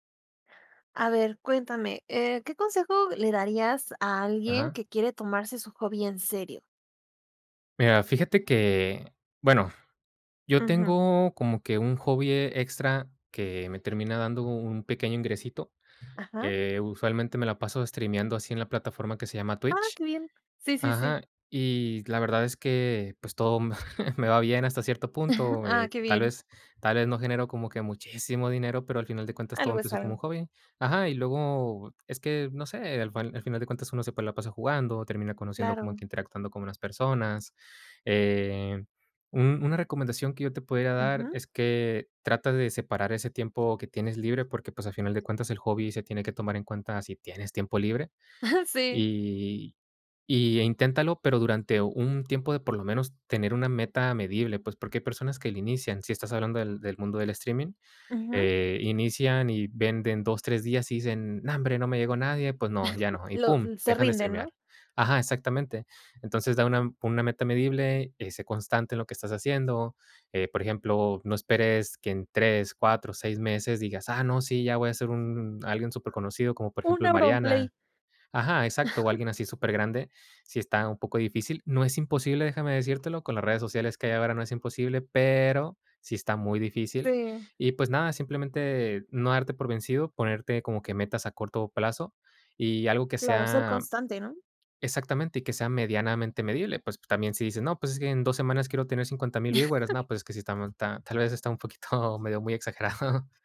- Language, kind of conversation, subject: Spanish, podcast, ¿Qué consejo le darías a alguien que quiere tomarse en serio su pasatiempo?
- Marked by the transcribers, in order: laughing while speaking: "me"; chuckle; chuckle; chuckle; giggle; giggle; laughing while speaking: "exagerado"